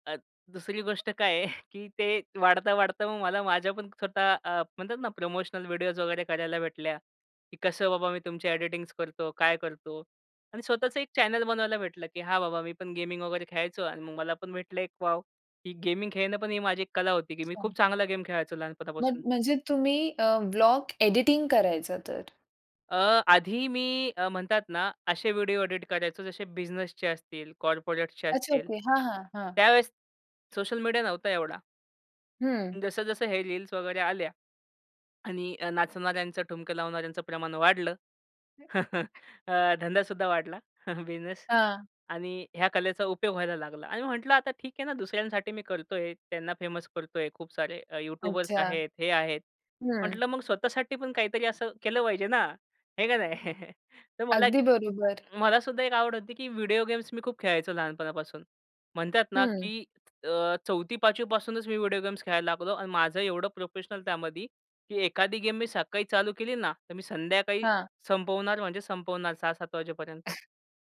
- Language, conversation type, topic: Marathi, podcast, सोशल माध्यमांनी तुमची कला कशी बदलली?
- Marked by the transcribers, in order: laughing while speaking: "आहे, की ते वाढता, वाढता मग मला माझ्या पण"; in English: "कॉर्पोरेट्सचे"; chuckle; tapping; in English: "फेमस"; chuckle; chuckle